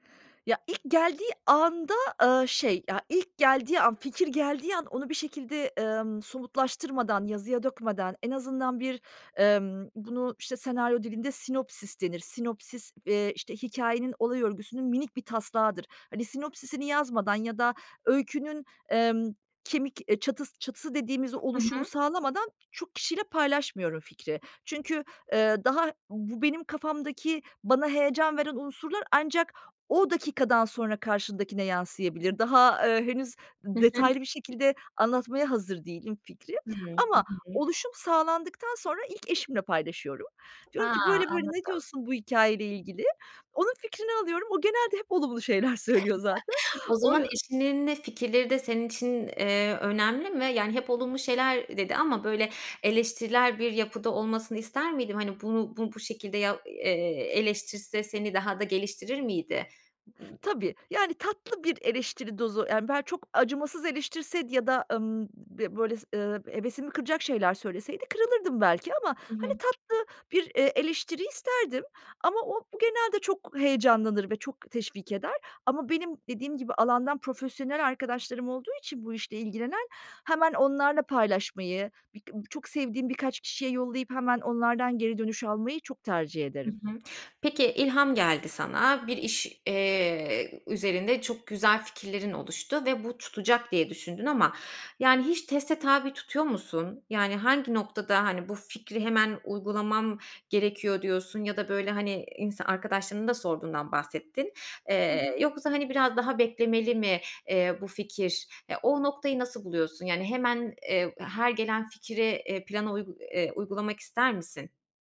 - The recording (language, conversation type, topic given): Turkish, podcast, Anlık ilham ile planlı çalışma arasında nasıl gidip gelirsin?
- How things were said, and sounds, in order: other background noise; tapping; chuckle; "eleştirel" said as "eleştiriler"; other noise